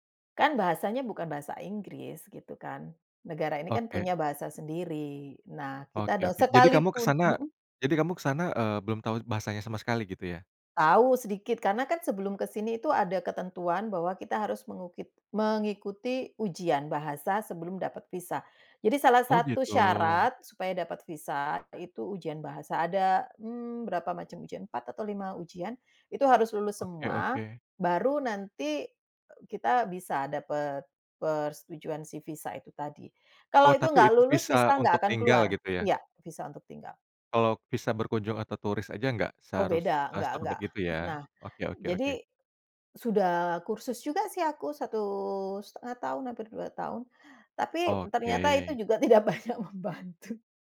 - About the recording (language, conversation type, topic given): Indonesian, podcast, Bagaimana cerita migrasi keluarga memengaruhi identitas kalian?
- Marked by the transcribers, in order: laughing while speaking: "tidak banyak membantu"